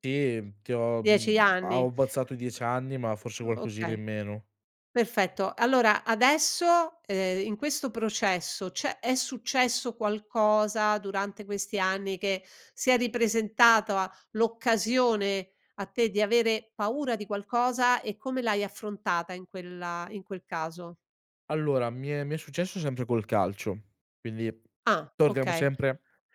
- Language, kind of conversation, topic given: Italian, podcast, Come affronti la paura di sbagliare una scelta?
- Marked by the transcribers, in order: "ripresentata" said as "ripresentatoa"